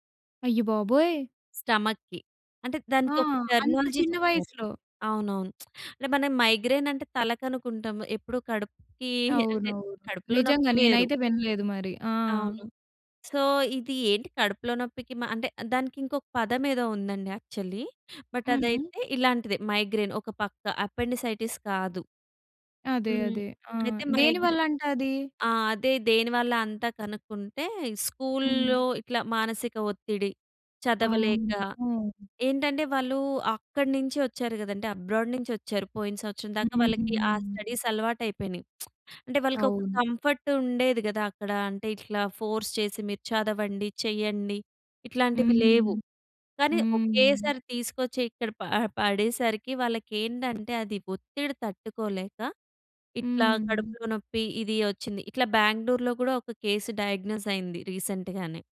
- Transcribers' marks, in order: in English: "స్టమక్‌కి"; in English: "టెర్మినాలజీ"; lip smack; in English: "మైగ్రేన్"; chuckle; in English: "సో"; in English: "యాక్చువల్లీ. బట్"; in English: "మైగ్రేన్"; in English: "అపెండిసైటిస్"; in English: "స్కూల్‌లో"; in English: "అబ్రాడ్"; in English: "స్టడీస్"; lip smack; in English: "కంఫర్ట్"; in English: "ఫోర్స్"; in English: "కేస్ డయాగ్నోస్"; in English: "రీసెంట్‌గానే"
- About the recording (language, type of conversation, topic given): Telugu, podcast, స్కూల్‌లో మానసిక ఆరోగ్యానికి ఎంత ప్రాధాన్యం ఇస్తారు?